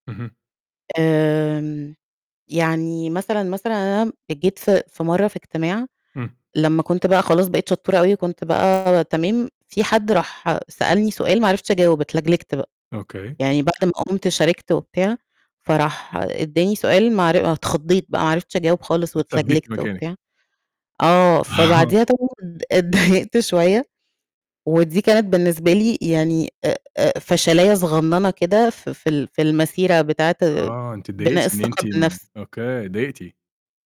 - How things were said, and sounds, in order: mechanical hum; distorted speech; laughing while speaking: "آه"; laughing while speaking: "اتضايقت"; tapping
- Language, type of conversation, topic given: Arabic, podcast, إزاي تبني ثقتك بنفسك؟